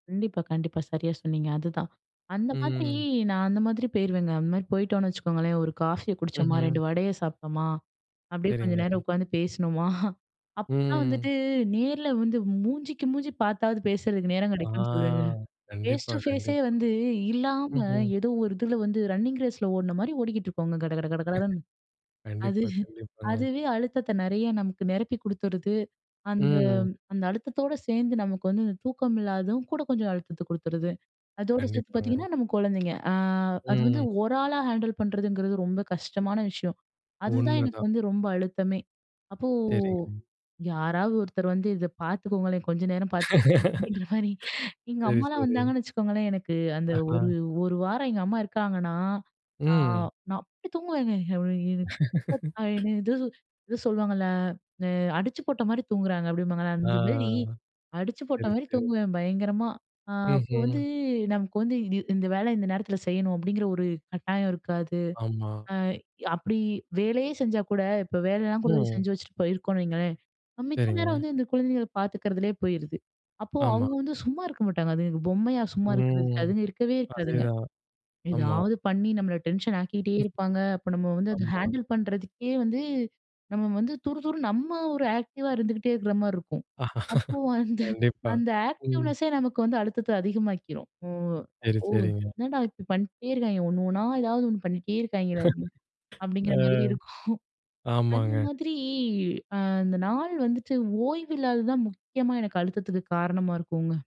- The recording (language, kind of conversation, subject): Tamil, podcast, மனஅழுத்தமான ஒரு நாளுக்குப் பிறகு நீங்கள் என்ன செய்கிறீர்கள்?
- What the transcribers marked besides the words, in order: tapping; drawn out: "ம்"; drawn out: "ம்"; chuckle; in English: "ஃபேஸ் டூ ஃபேஸே"; in English: "ரன்னிங் ரேஸில"; other background noise; drawn out: "ம்"; in English: "ஹேண்டில்"; laugh; unintelligible speech; chuckle; drawn out: "ஆ"; drawn out: "ம்"; in English: "டென்ஷன்"; other noise; in English: "ஹேண்டில்"; in English: "ஆக்டிவா"; laugh; chuckle; in English: "ஆக்டிவ்னெஸ்ஸே"; laugh